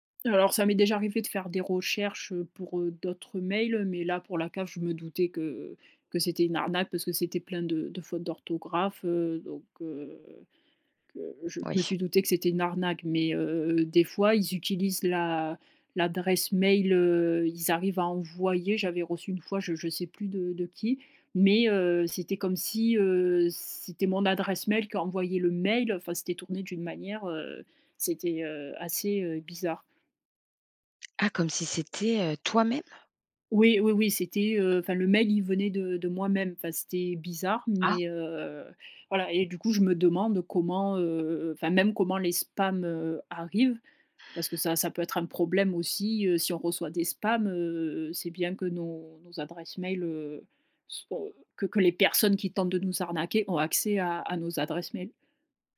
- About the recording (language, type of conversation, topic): French, podcast, Comment protéger facilement nos données personnelles, selon toi ?
- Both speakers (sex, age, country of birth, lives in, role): female, 25-29, France, France, guest; female, 40-44, France, France, host
- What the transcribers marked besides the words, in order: surprised: "Comme si c'était, heu, toi-même ?"; stressed: "personnes"